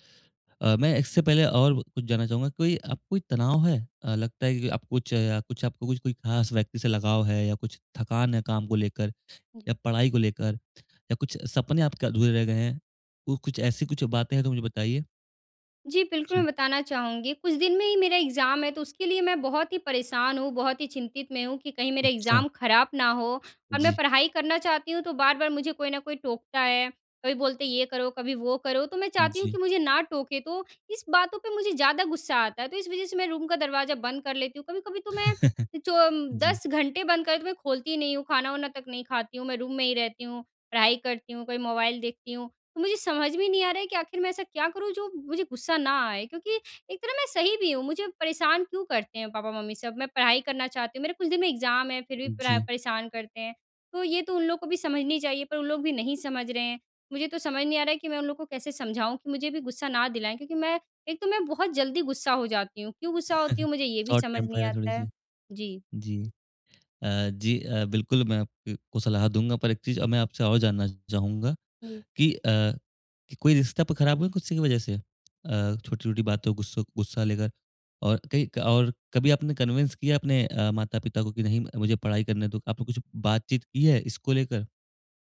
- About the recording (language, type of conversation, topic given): Hindi, advice, मुझे बार-बार छोटी-छोटी बातों पर गुस्सा क्यों आता है और यह कब तथा कैसे होता है?
- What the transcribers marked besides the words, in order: in English: "एग्ज़ाम"; in English: "एग्ज़ाम"; in English: "रूम"; chuckle; in English: "रूम"; in English: "एग्ज़ाम"; chuckle; in English: "शॉर्ट टेंपर"; in English: "कन्विन्स"